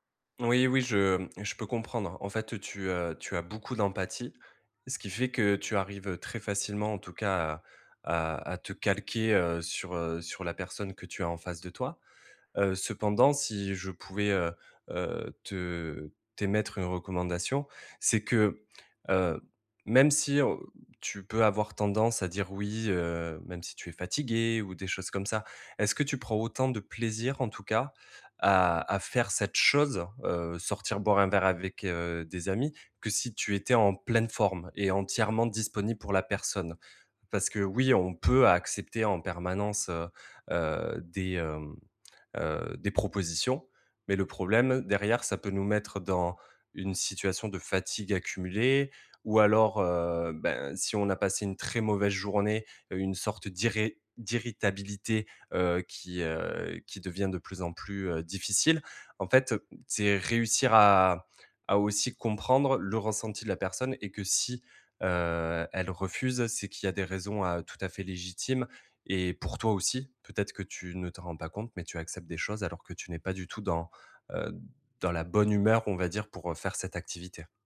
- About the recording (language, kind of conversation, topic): French, advice, Pourquoi ai-je du mal à dire non aux demandes des autres ?
- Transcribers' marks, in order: stressed: "fatiguée"